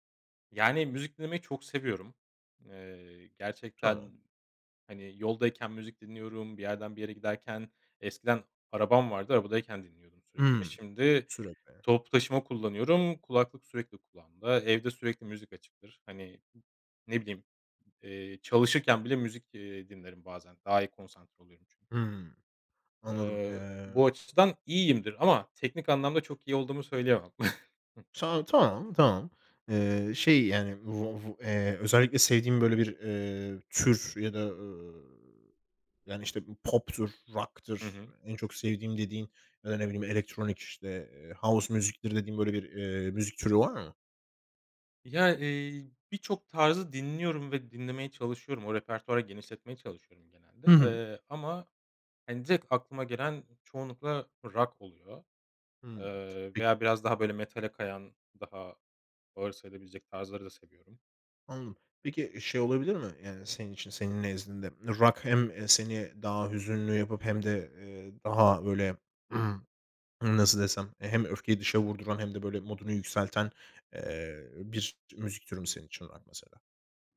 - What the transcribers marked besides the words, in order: other background noise; chuckle; other noise; stressed: "tür"; drawn out: "eee"; in English: "house music'tir"; throat clearing
- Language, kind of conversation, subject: Turkish, podcast, Müzik dinlerken ruh halin nasıl değişir?